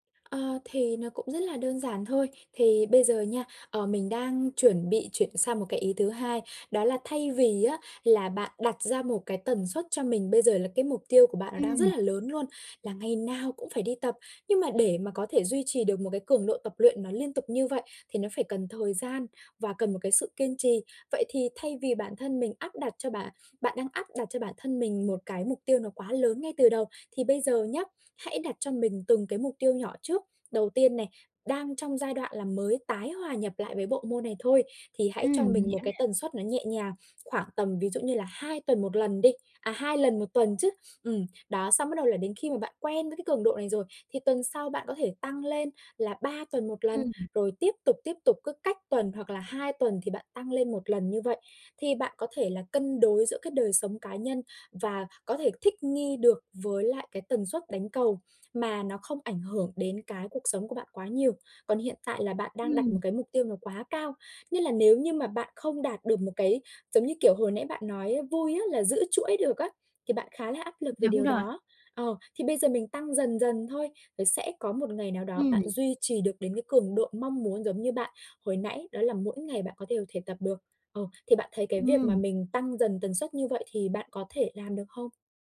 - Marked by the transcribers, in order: tapping; "đều" said as "thều"
- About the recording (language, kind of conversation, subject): Vietnamese, advice, Làm sao để xây dựng và duy trì thói quen tốt một cách bền vững trong thời gian dài?